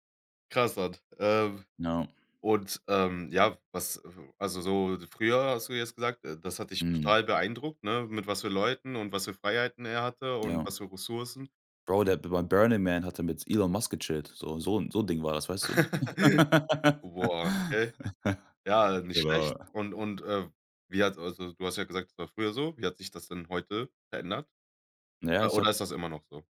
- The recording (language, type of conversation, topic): German, podcast, Wie hat sich deine Vorstellung von Erfolg über die Jahre verändert?
- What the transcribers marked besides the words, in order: other noise; laugh; laugh